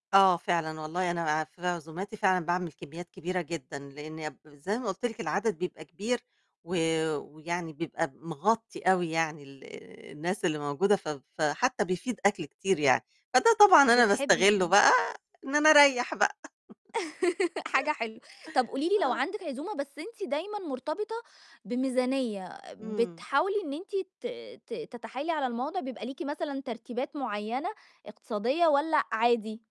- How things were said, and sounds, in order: tapping; chuckle; laugh
- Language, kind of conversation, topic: Arabic, podcast, إزاي بتختار الأكل اللي يرضي كل الضيوف؟